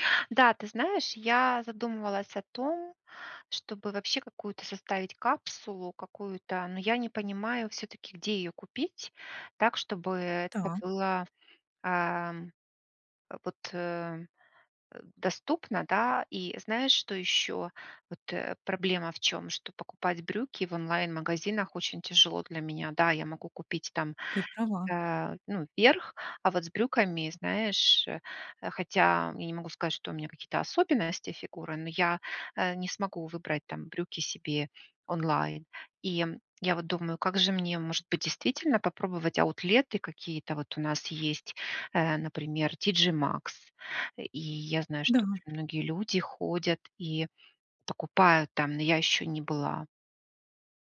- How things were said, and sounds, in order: other background noise; tapping
- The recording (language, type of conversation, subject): Russian, advice, Как найти стильные вещи и не тратить на них много денег?